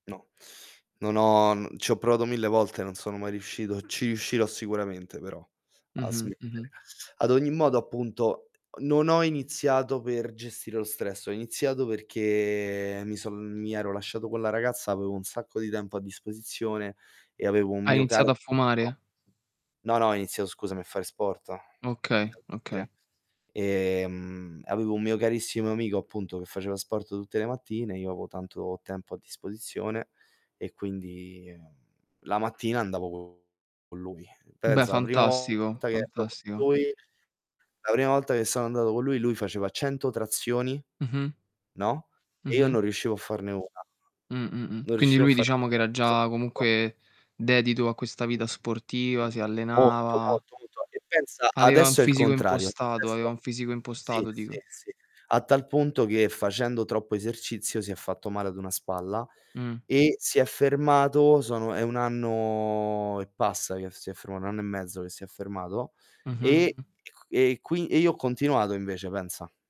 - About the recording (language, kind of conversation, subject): Italian, unstructured, Come può lo sport aiutare a gestire lo stress quotidiano?
- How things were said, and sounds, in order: teeth sucking; distorted speech; tapping; drawn out: "perché"; other background noise; unintelligible speech; "avevo" said as "aveo"; static; drawn out: "anno"